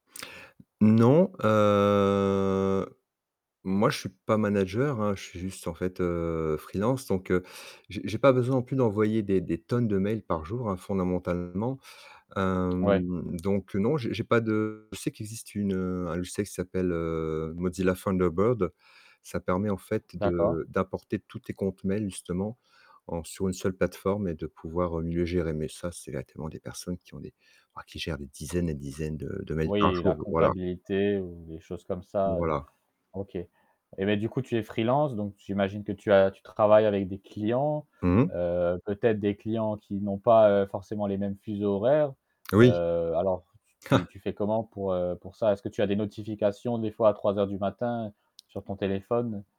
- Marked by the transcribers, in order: tapping; drawn out: "heu"; distorted speech; drawn out: "Hem"; static; chuckle
- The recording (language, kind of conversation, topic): French, podcast, Quels conseils utilises-tu pour trier tes e-mails sans te laisser déborder ?